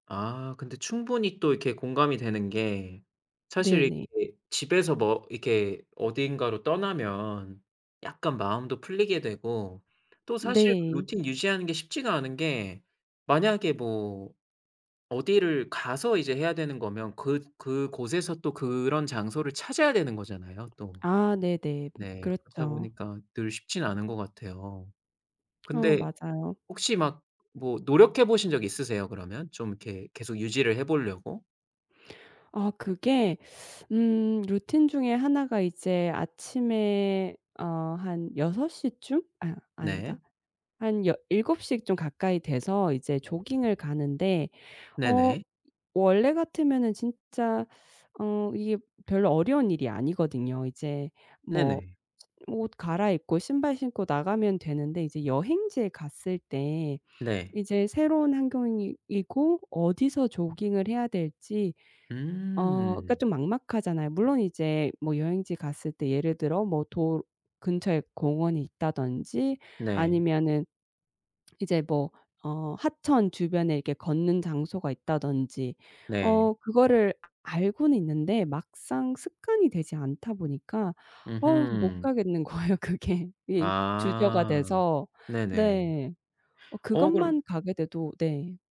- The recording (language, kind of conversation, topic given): Korean, advice, 여행이나 출장 중에 습관이 무너지는 문제를 어떻게 해결할 수 있을까요?
- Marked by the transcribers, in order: other background noise; tapping; laughing while speaking: "거예요 그게"